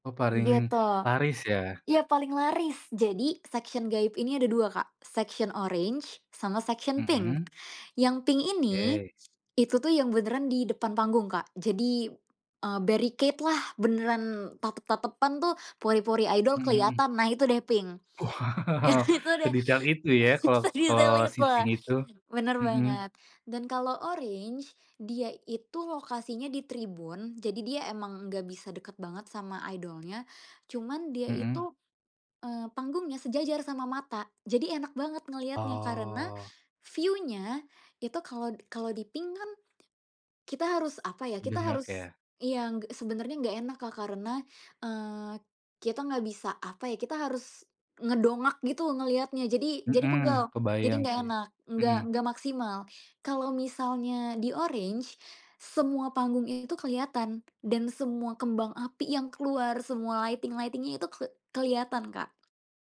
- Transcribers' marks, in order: in English: "section"; in English: "section"; in English: "section"; in English: "barricade"; laughing while speaking: "Wow"; laughing while speaking: "nah itu deh, s sedetail itu"; in English: "seating"; in English: "view-nya"; other background noise; in English: "lighting-lighting-nya"
- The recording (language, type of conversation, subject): Indonesian, podcast, Apa pengalaman menonton konser yang paling berkesan buat kamu?